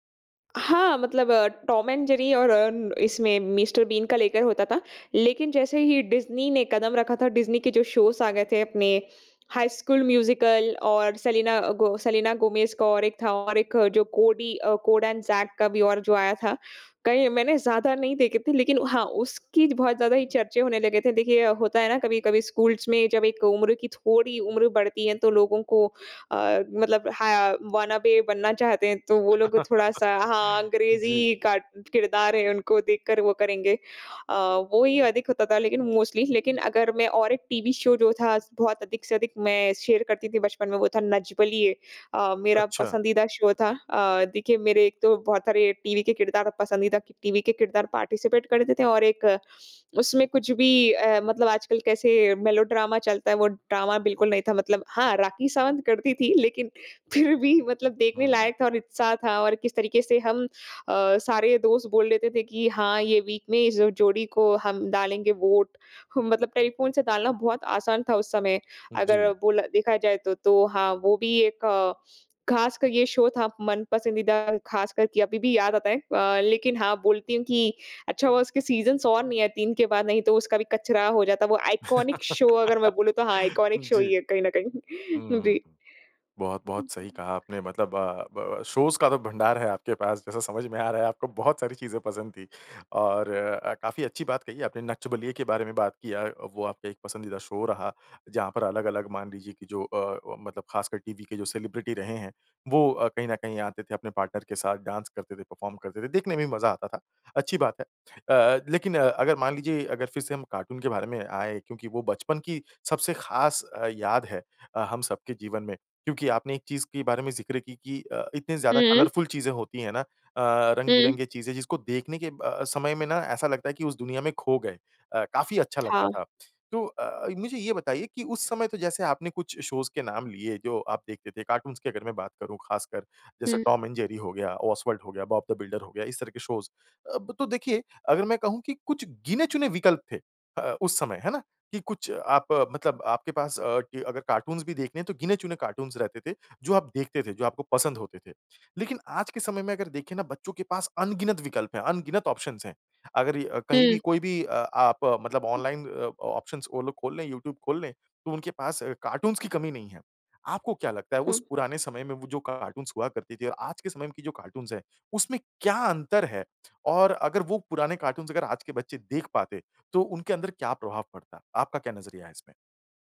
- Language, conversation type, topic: Hindi, podcast, बचपन में आपको कौन-सा कार्टून या टेलीविज़न कार्यक्रम सबसे ज़्यादा पसंद था?
- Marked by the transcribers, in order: in English: "शोज़"; in English: "स्कूल्स"; in English: "वॉनाबी"; laugh; in English: "मोस्टली"; in English: "शो"; in English: "शेयर"; in English: "शो"; in English: "पार्टिसिपेट"; in English: "मेलोड्रामा"; laughing while speaking: "फ़िर भी"; in English: "वीक"; in English: "शो"; in English: "सीज़न्स"; laugh; in English: "आइकॉनिक शो"; in English: "शोज़"; in English: "आइकॉनिक शो"; chuckle; other noise; tapping; in English: "शो"; in English: "सेलिब्रिटी"; in English: "पार्टनर"; in English: "डांस"; in English: "परफ़ॉर्म"; in English: "कलरफुल"; in English: "शोज़"; in English: "कार्टून्स"; in English: "शोज़"; in English: "कार्टून्स"; in English: "कार्टून्स"; in English: "ऑप्शंस"; in English: "ऑनलाइन"; in English: "ऑप्शंस"; in English: "कार्टून्स"; in English: "कार्टून्स"; in English: "कार्टून्स"; in English: "कार्टून्स"